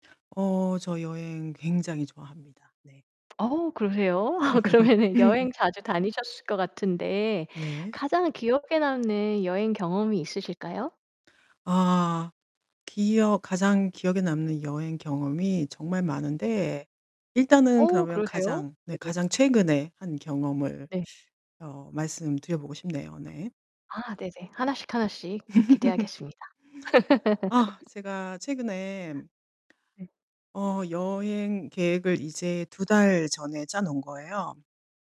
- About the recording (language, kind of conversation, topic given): Korean, podcast, 가장 기억에 남는 여행 경험은 무엇인가요?
- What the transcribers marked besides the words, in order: laugh; laughing while speaking: "그러면은"; other background noise; distorted speech; laugh; tapping; laugh